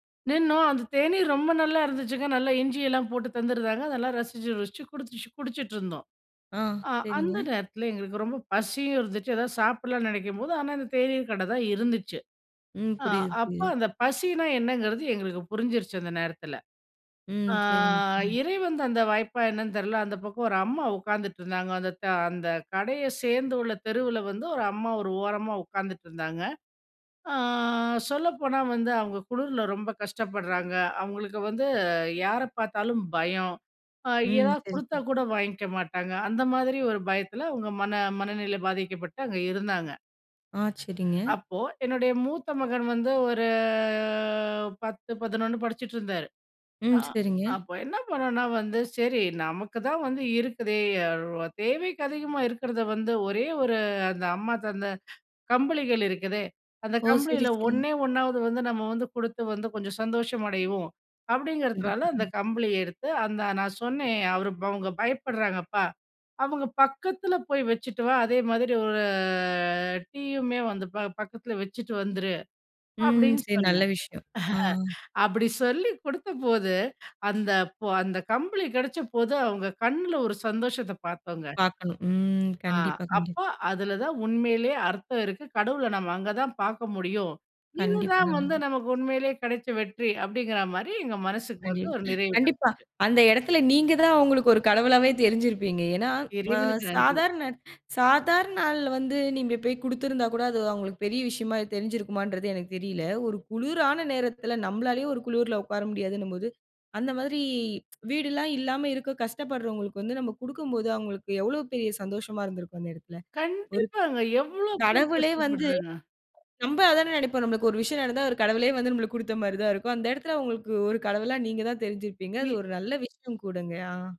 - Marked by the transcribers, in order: drawn out: "ஆ"; drawn out: "ஆ"; drawn out: "ஒரு"; snort; unintelligible speech; tsk; other noise
- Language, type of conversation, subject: Tamil, podcast, பணமும் புகழும் இல்லாமலேயே அர்த்தம் கிடைக்குமா?